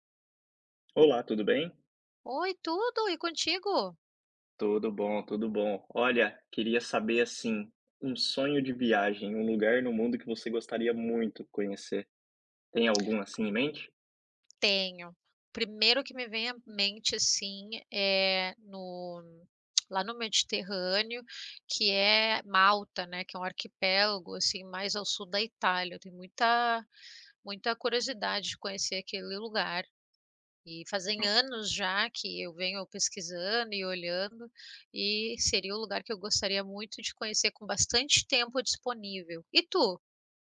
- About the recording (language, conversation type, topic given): Portuguese, unstructured, Qual lugar no mundo você sonha em conhecer?
- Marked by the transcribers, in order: tapping; tongue click